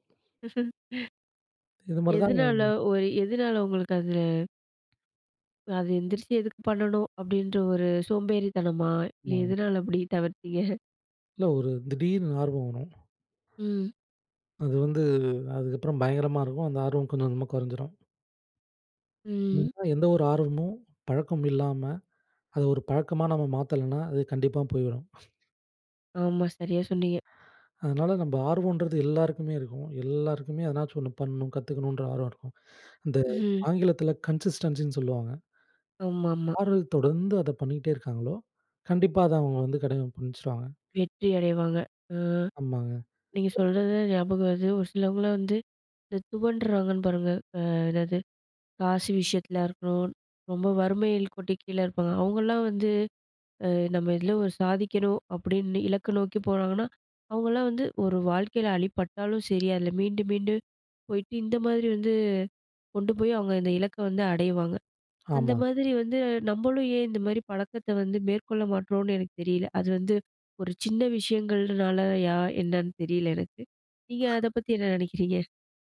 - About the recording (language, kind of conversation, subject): Tamil, podcast, மாறாத பழக்கத்தை மாற்ற ஆசை வந்தா ஆரம்பம் எப்படி?
- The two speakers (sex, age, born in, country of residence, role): female, 25-29, India, India, host; male, 25-29, India, India, guest
- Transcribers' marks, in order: chuckle; chuckle; inhale; other noise; "அதை" said as "அத"; sneeze; inhale; inhale; in English: "கன்சிஸ்டன்சின்னு"; inhale; "யாரு" said as "ஆரு"; "கடை" said as "கட"; other background noise; "கோட்டின்" said as "கொட்டி"; "அடிபட்டாலும்" said as "அளிப்பட்டாலும்"; "அதை" said as "அத"; laugh